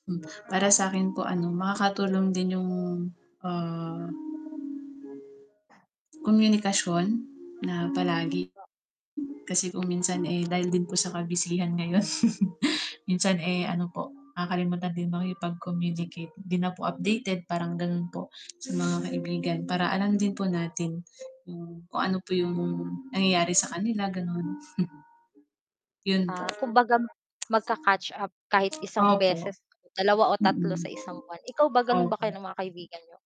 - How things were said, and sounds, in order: music; tapping; chuckle; scoff
- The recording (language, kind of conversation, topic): Filipino, unstructured, Paano mo inaalagaan at pinananatili ang matagal nang pagkakaibigan?